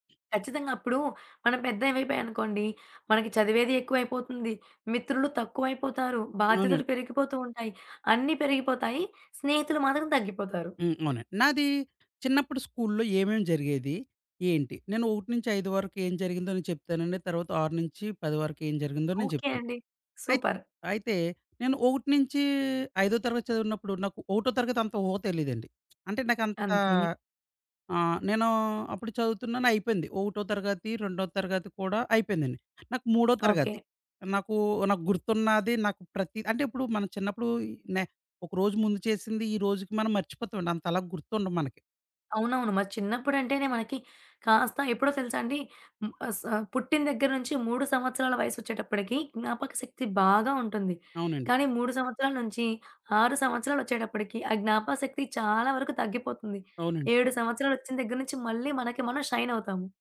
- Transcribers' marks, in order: in English: "సూపర్"; lip smack; in English: "షైన్"
- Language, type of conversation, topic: Telugu, podcast, చిన్నప్పటి పాఠశాల రోజుల్లో చదువుకు సంబంధించిన ఏ జ్ఞాపకం మీకు ఆనందంగా గుర్తొస్తుంది?
- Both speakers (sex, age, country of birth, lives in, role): female, 20-24, India, India, host; male, 30-34, India, India, guest